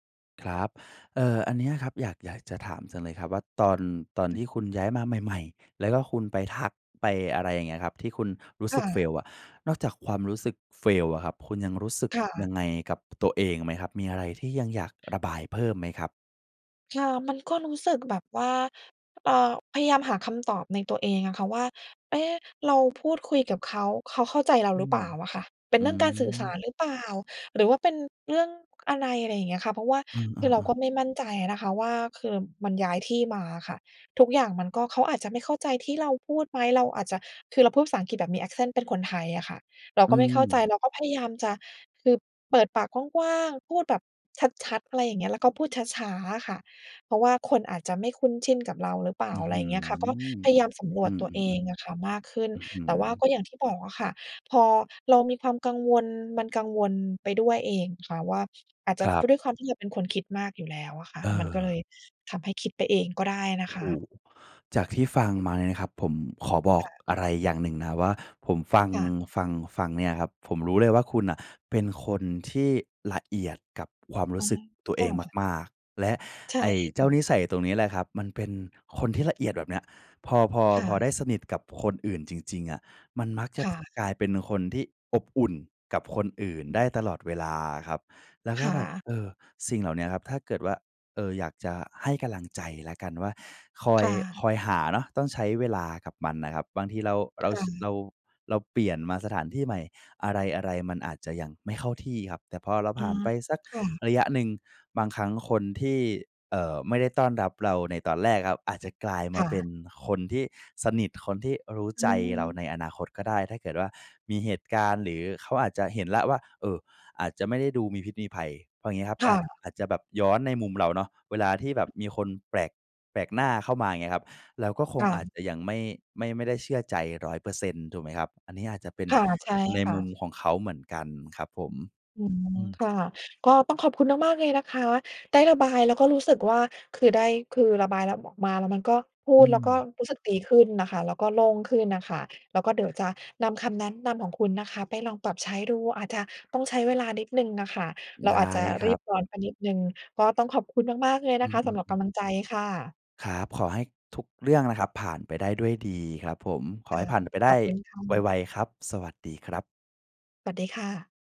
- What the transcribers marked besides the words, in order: other noise; in English: "fail"; in English: "fail"; in English: "accent"; tapping; other background noise
- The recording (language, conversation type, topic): Thai, advice, คุณกังวลเรื่องการเข้ากลุ่มสังคมใหม่และกลัวว่าจะเข้ากับคนอื่นไม่ได้ใช่ไหม?